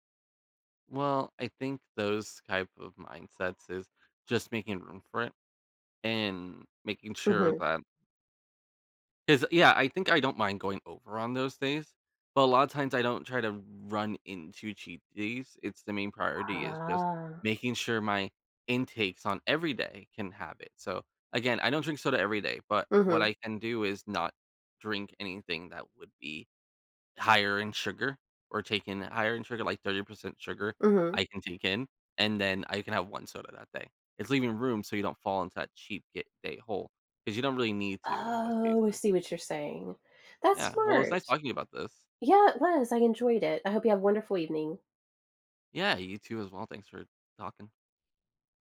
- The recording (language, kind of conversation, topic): English, unstructured, How can I balance enjoying life now and planning for long-term health?
- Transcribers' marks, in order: other background noise; drawn out: "Huh"; drawn out: "Oh"